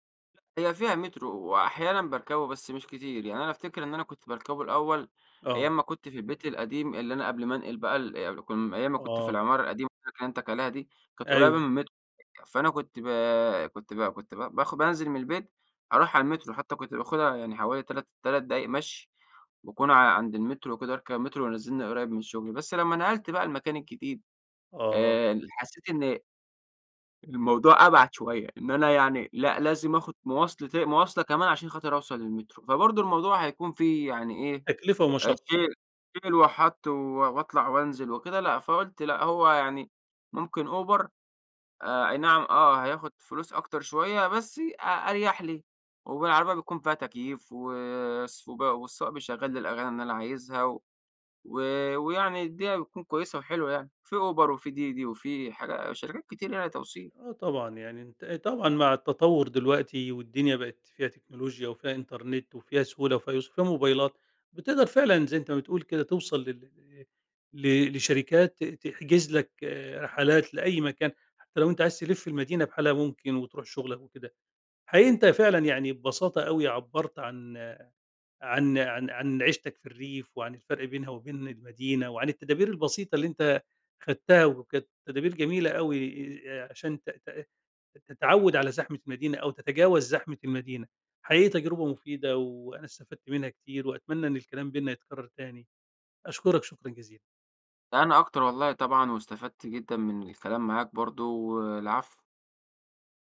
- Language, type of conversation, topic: Arabic, podcast, إيه رأيك في إنك تعيش ببساطة وسط زحمة المدينة؟
- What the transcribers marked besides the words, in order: other background noise; tsk; in English: "Uber"; in English: "Uber"; in English: "DiDi"